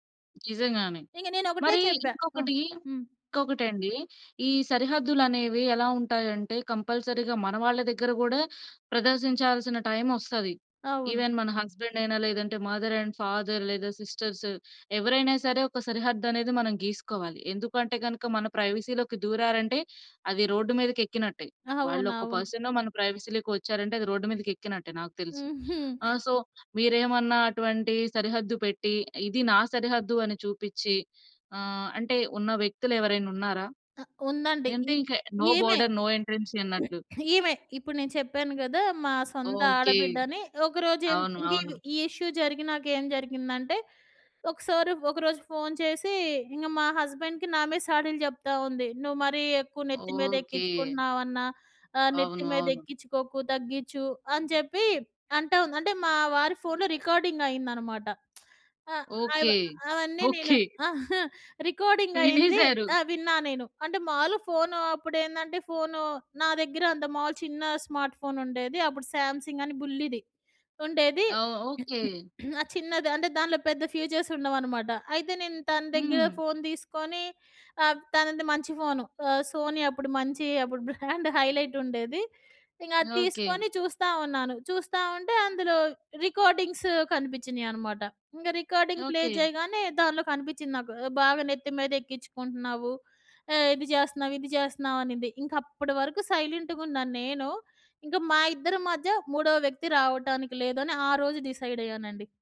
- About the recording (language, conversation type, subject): Telugu, podcast, సాంప్రదాయ ఒత్తిడిని ఎదుర్కొంటూ మీరు మీ సరిహద్దులను ఎలా నిర్ధారించుకున్నారు?
- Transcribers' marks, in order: in English: "కంపల్సరిగా"; in English: "ఈవెన్"; in English: "హస్బెండ్"; in English: "మదర్ అండ్ ఫాదర్"; in English: "సిస్టర్స్"; in English: "ప్రైవసీలోకి"; other background noise; in English: "ప్రైవసీలోకి"; in English: "సో"; in English: "నో బోర్డర్ నో ఎంట్రన్సీ"; throat clearing; in English: "ఇష్యూ"; in English: "హస్బెండ్‌కి"; in English: "రికార్డింగ్"; lip smack; chuckle; in English: "రికార్డింగ్"; laughing while speaking: "వినేసారు"; in English: "స్మార్ట్"; throat clearing; in English: "ఫ్యూచర్స్"; in English: "బ్రాండ్ హైలైట్"; in English: "రికోర్డింగ్స్"; in English: "రికార్డింగ్ ప్లే"; in English: "సైలెంట్‌గున్న"; in English: "డిసైడ్"